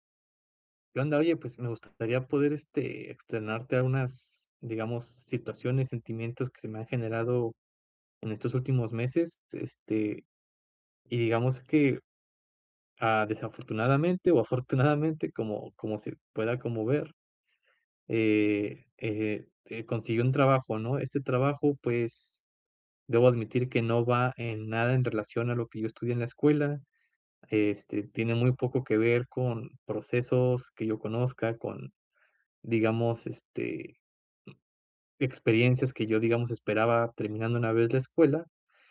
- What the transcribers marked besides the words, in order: laughing while speaking: "afortunadamente"; other background noise
- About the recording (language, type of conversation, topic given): Spanish, advice, ¿Cómo puedo recuperar la motivación en mi trabajo diario?